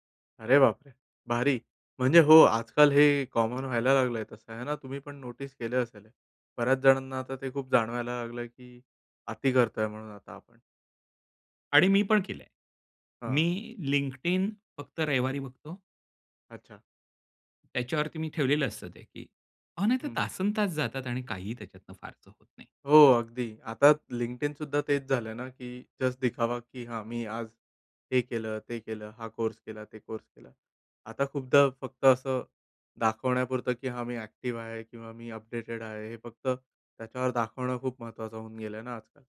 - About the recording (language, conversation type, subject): Marathi, podcast, डिजिटल विराम घेण्याचा अनुभव तुमचा कसा होता?
- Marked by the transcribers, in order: in English: "कॉमन"; in English: "नोटीस"; in English: "ॲक्टिव्ह"; in English: "अपडेटेड"